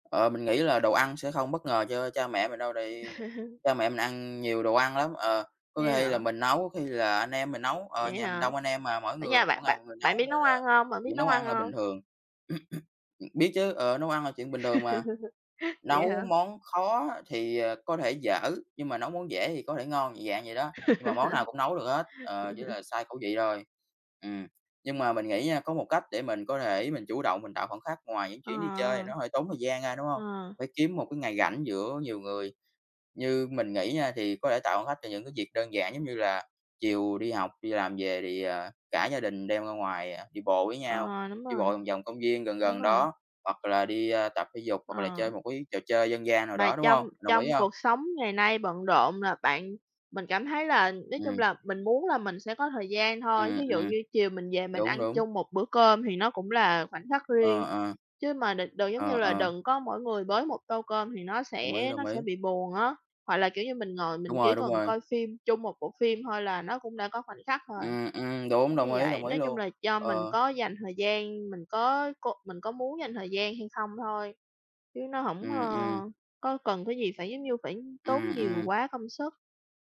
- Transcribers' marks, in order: other background noise; laugh; throat clearing; laugh; laugh; tapping
- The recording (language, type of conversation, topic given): Vietnamese, unstructured, Khoảnh khắc nào trong gia đình khiến bạn nhớ nhất?